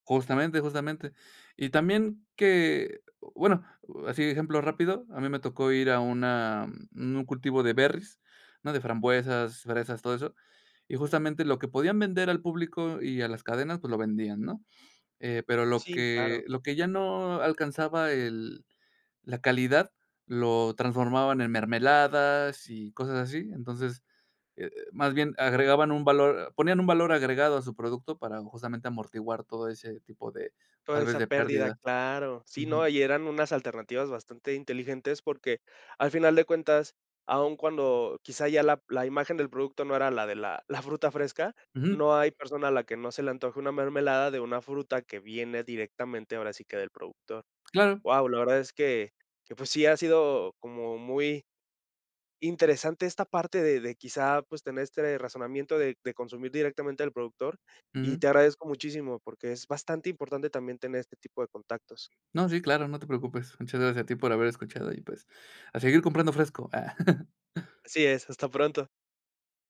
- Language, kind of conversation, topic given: Spanish, podcast, ¿Qué opinas sobre comprar directo al productor?
- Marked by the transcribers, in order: tapping; laughing while speaking: "la"; laugh